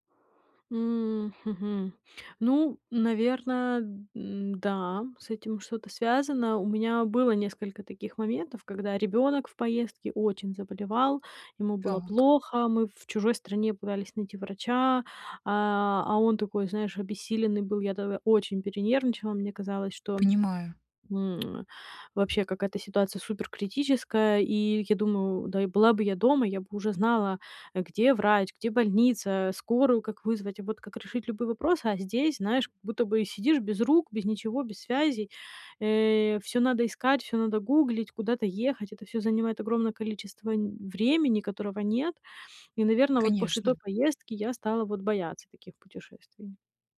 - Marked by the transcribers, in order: lip smack
- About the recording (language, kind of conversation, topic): Russian, advice, Как мне уменьшить тревогу и стресс перед предстоящей поездкой?